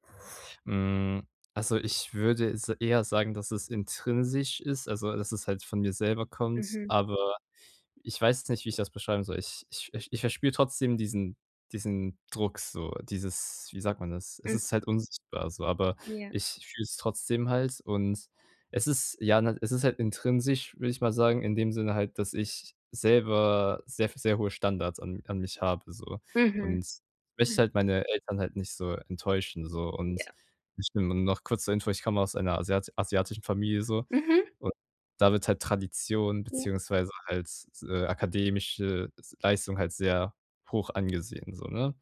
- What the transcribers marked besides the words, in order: throat clearing
- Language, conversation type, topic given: German, advice, Wie kann ich besser mit meiner ständigen Sorge vor einer ungewissen Zukunft umgehen?